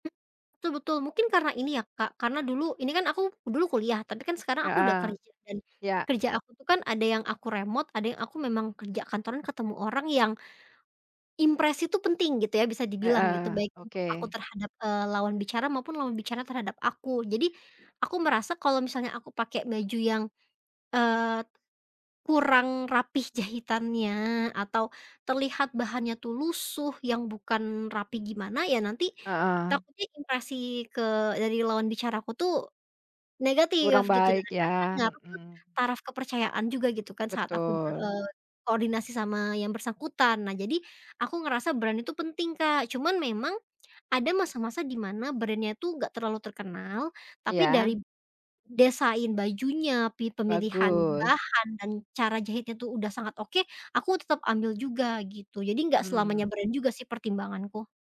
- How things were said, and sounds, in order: other background noise; tapping; in English: "brand"; in English: "brand-nya"; in English: "brand"
- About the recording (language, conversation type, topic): Indonesian, podcast, Bagaimana cara kamu memilih dan memadukan pakaian agar merasa lebih percaya diri setiap hari?